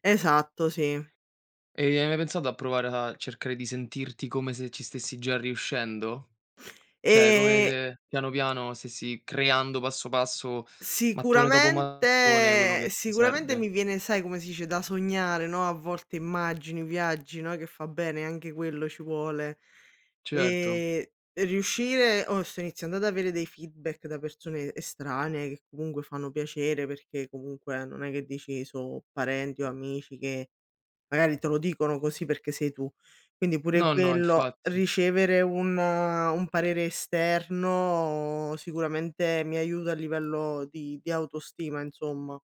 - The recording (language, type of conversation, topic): Italian, unstructured, Qual è un obiettivo importante che vuoi raggiungere?
- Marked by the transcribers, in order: other background noise; tapping; "Cioè" said as "ceh"; in English: "feedback"